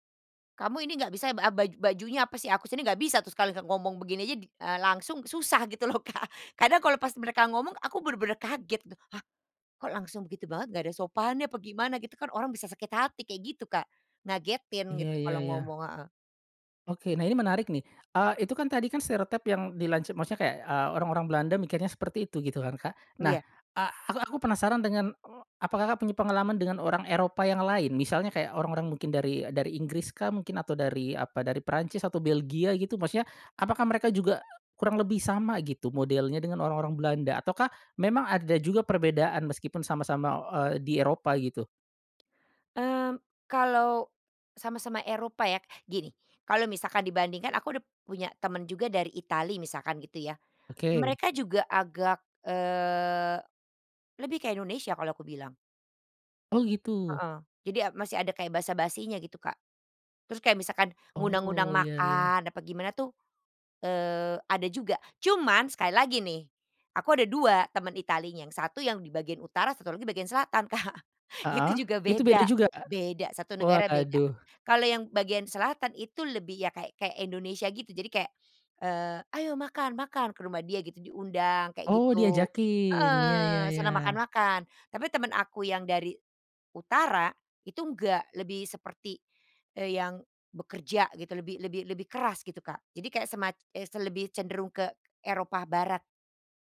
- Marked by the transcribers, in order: laughing while speaking: "loh Kak"; tapping; laughing while speaking: "Kak"
- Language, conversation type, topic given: Indonesian, podcast, Pernahkah kamu mengalami stereotip budaya, dan bagaimana kamu meresponsnya?